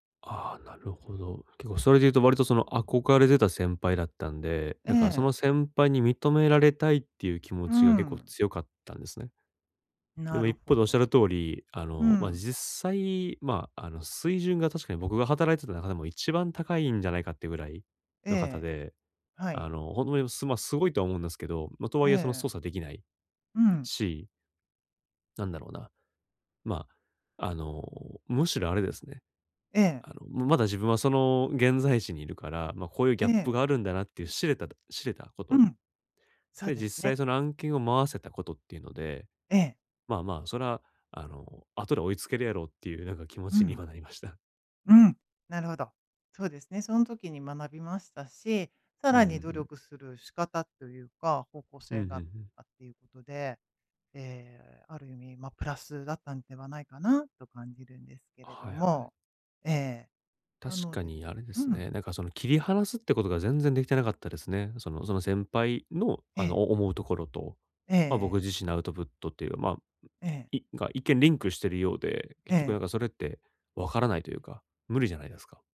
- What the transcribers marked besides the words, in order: other noise
- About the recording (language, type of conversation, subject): Japanese, advice, どうすれば挫折感を乗り越えて一貫性を取り戻せますか？